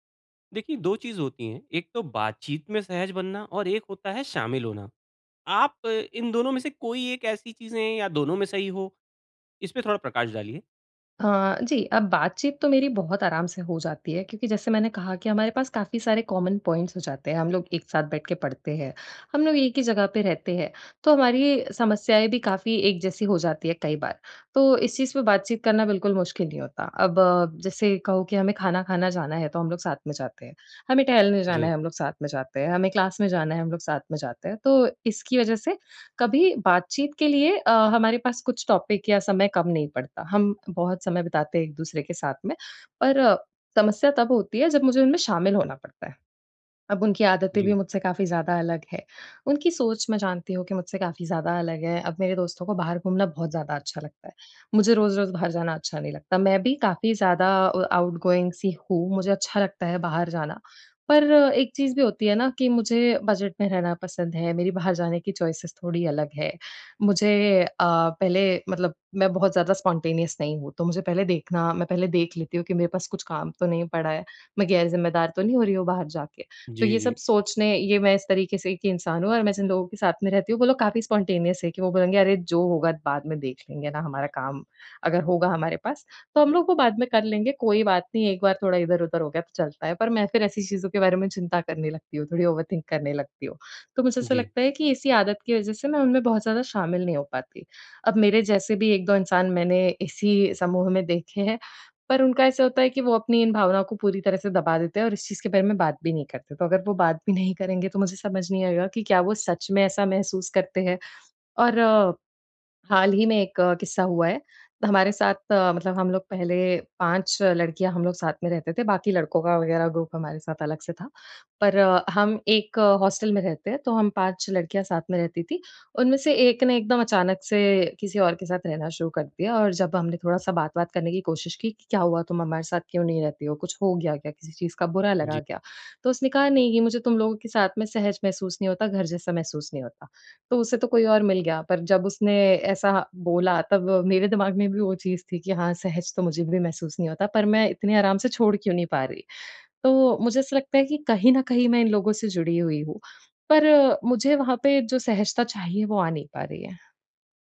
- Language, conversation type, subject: Hindi, advice, समूह में अपनी जगह कैसे बनाऊँ और बिना असहज महसूस किए दूसरों से कैसे जुड़ूँ?
- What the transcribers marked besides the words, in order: in English: "कॉमन पॉइंट्स"; in English: "क्लास"; in English: "टॉपिक"; in English: "आउटगोइंग"; in English: "चॉइसेस"; in English: "स्पॉन्टेनियस"; in English: "स्पॉन्टेनियस"; in English: "ओवरथिंक"; in English: "ग्रुप"; in English: "हॉस्टल"